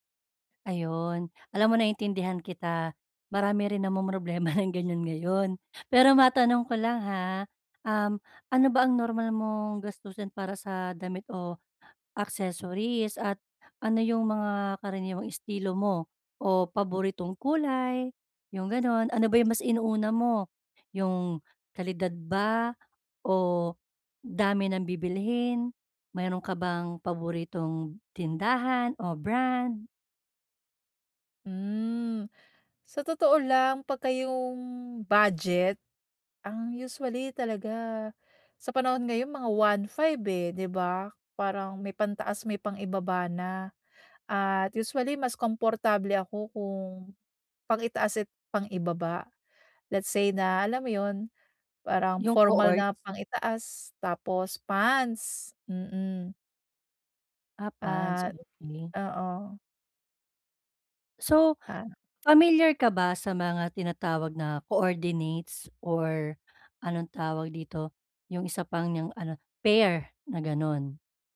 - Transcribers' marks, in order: laughing while speaking: "ng"
- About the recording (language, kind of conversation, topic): Filipino, advice, Paano ako makakapamili ng damit na may estilo nang hindi lumalampas sa badyet?